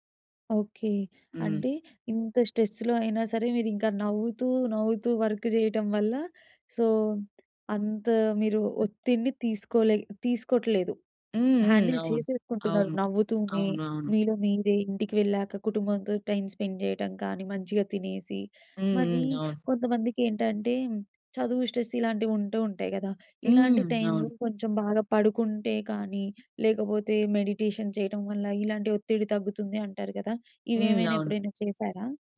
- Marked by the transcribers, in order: in English: "స్ట్రెస్‌లో"; in English: "వర్క్"; in English: "సో"; other background noise; in English: "హ్యాండిల్"; in English: "టైం స్పెండ్"; in English: "స్ట్రెస్"; in English: "టైంలో"; in English: "మెడిటేషన్"
- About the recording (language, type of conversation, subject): Telugu, podcast, మీరు ఒత్తిడిని ఎప్పుడు గుర్తించి దాన్ని ఎలా సమర్థంగా ఎదుర్కొంటారు?